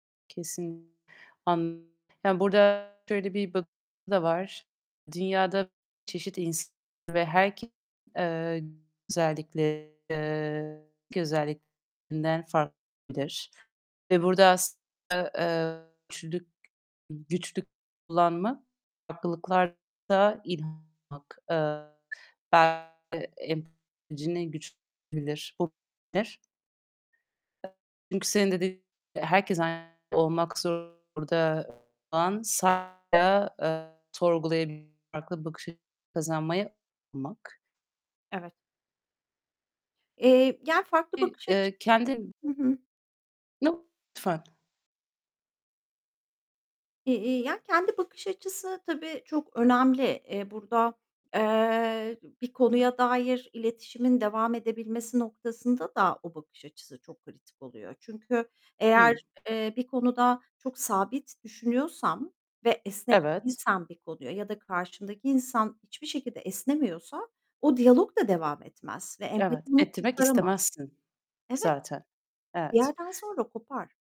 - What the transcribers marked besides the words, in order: distorted speech; unintelligible speech; unintelligible speech; unintelligible speech; unintelligible speech; unintelligible speech; unintelligible speech; unintelligible speech; other background noise; unintelligible speech; tapping; static
- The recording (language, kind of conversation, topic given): Turkish, podcast, Empatiyi konuşmalarına nasıl yansıtıyorsun?